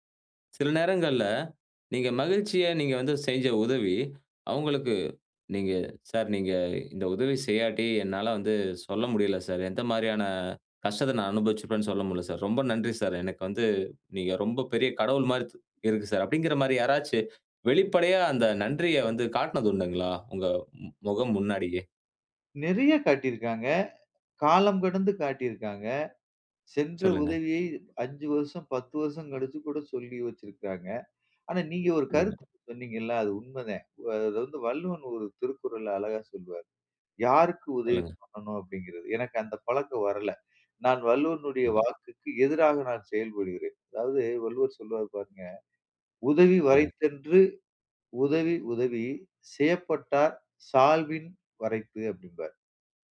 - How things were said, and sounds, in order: afraid: "என்னால வந்து சொல்ல முடியல சார் … சொல்ல முடியல சார்"; other noise
- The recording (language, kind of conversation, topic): Tamil, podcast, இதைச் செய்வதால் உங்களுக்கு என்ன மகிழ்ச்சி கிடைக்கிறது?